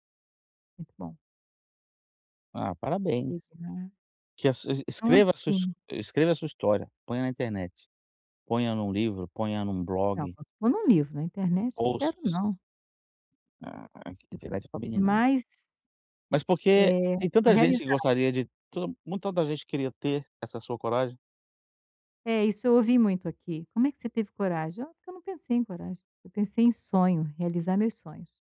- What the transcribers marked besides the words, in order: in English: "posts"
- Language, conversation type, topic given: Portuguese, advice, Como posso avaliar minhas prioridades pessoais antes de tomar uma grande decisão?